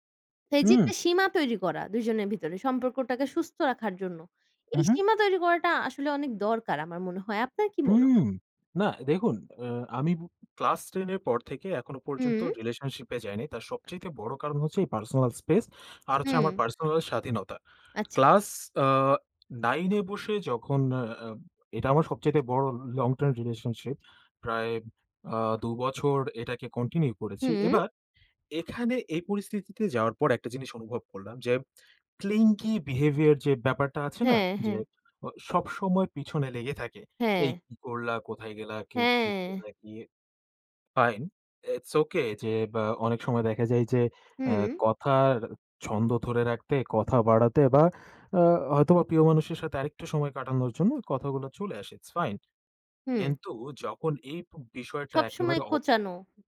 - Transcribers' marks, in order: none
- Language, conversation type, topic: Bengali, unstructured, তুমি কি মনে করো প্রেমের সম্পর্কে একে অপরকে একটু নিয়ন্ত্রণ করা ঠিক?